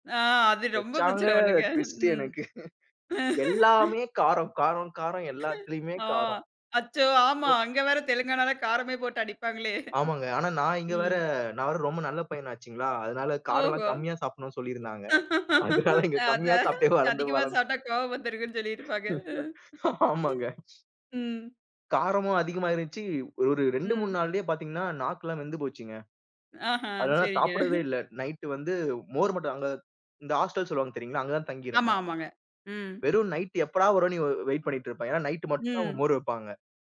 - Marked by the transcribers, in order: laughing while speaking: "ஆ அது ரொம்ப பிரச்சன பண்ணுங்க. ம்"; laughing while speaking: "வெச்சாங்க டிவிஸ்டு எனக்கு. எல்லாமே காரம், காரம், காரம் எல்லாத்துலயுமே காரம்"; in English: "டிவிஸ்டு"; laughing while speaking: "ஆ அச்சோ. ஆமா. அங்க வேற தெலுங்கானால காரமே போட்டு அடிப்பாங்களே. ம்"; other noise; tapping; laughing while speaking: "அதான், அதிகமா சாப்ட்டா கோவம் வந்துருங்கன்னு சொல்லிட்டுருப்பாங்க. அ, ஹிம். ம்"; laughing while speaking: "அதனால இங்க கம்மியா சாப்ட்டே வளர்ந்து, வளர்ந்து"; laughing while speaking: "ஆமாங்க"; chuckle
- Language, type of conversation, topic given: Tamil, podcast, மண்ணில் காலடி வைத்து நடக்கும்போது உங்கள் மனதில் ஏற்படும் மாற்றத்தை நீங்கள் எப்படி விவரிப்பீர்கள்?